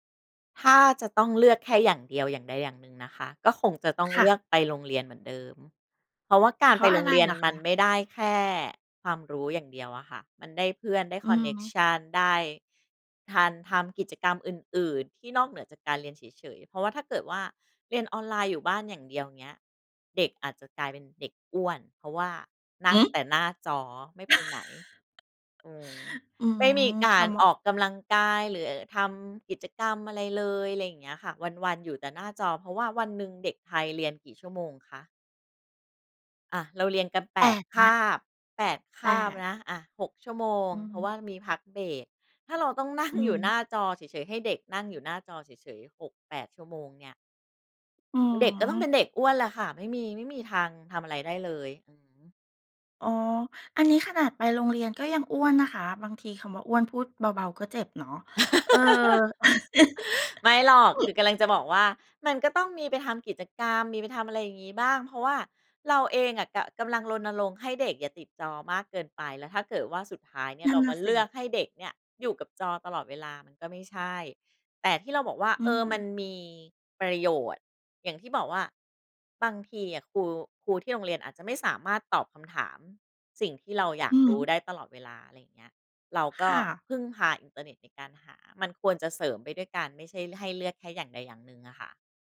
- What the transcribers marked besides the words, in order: chuckle; laugh; chuckle
- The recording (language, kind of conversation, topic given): Thai, podcast, การเรียนออนไลน์เปลี่ยนแปลงการศึกษาอย่างไรในมุมมองของคุณ?